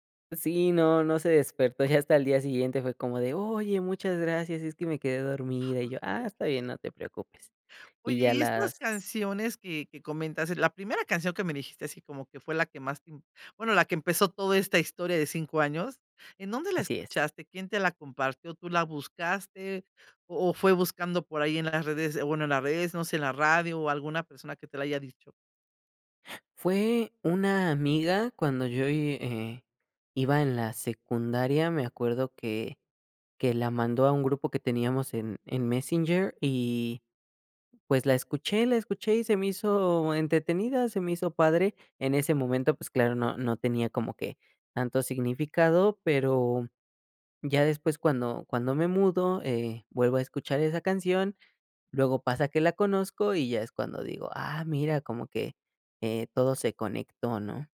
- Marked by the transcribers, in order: laughing while speaking: "ya"; chuckle
- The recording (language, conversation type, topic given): Spanish, podcast, ¿Qué canción asocias con tu primer amor?